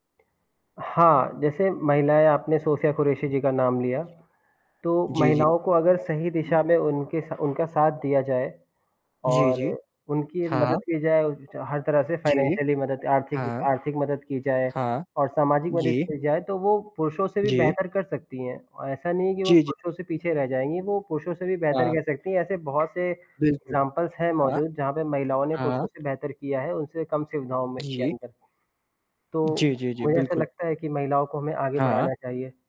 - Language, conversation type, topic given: Hindi, unstructured, क्या हमारे समुदाय में महिलाओं को समान सम्मान मिलता है?
- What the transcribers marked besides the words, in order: static; in English: "फाइनेंशियली"; other background noise; tapping; distorted speech; in English: "एग्ज़ाम्पल्स"